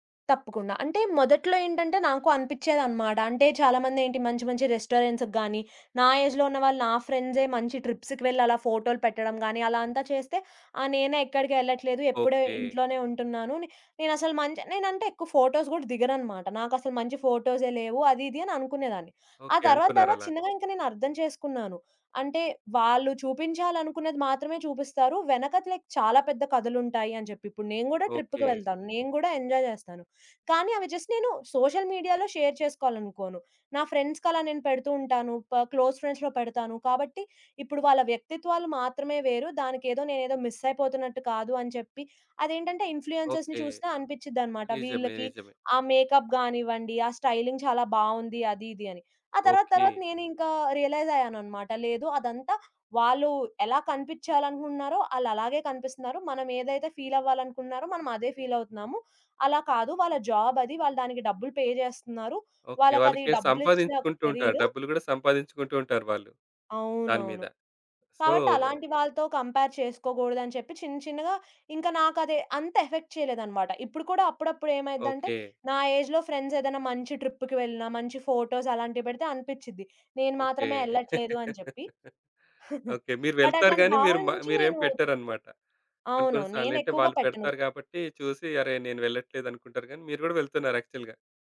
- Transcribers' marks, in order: in English: "రెస్టారెంట్స్‌కి"; in English: "ఏజ్‌లో"; in English: "ట్రిప్స్‌కి"; in English: "ట్రిప్‌కి"; in English: "ఎంజాయ్"; in English: "జస్ట్"; in English: "సోషల్ మీడియాలో షేర్"; in English: "ఫ్రెండ్స్‌కి"; in English: "క్లోజ్ ఫ్రెండ్స్‌లో"; in English: "ఇన్‌ఫ్లుయెన్స‌ర్స్"; in English: "మేకప్"; in English: "స్టైలింగ్"; in English: "పే"; in English: "సో"; in English: "కంపేర్"; in English: "ఎఫెక్ట్"; in English: "ఏజ్‌లో"; in English: "ట్రిప్‌కి"; in English: "ఫోటోస్"; laugh; chuckle; in English: "బట్"; in English: "యాక్చువల్‌గా"
- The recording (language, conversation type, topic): Telugu, podcast, మీరు ఎప్పుడు ఆన్‌లైన్ నుంచి విరామం తీసుకోవాల్సిందేనని అనుకుంటారు?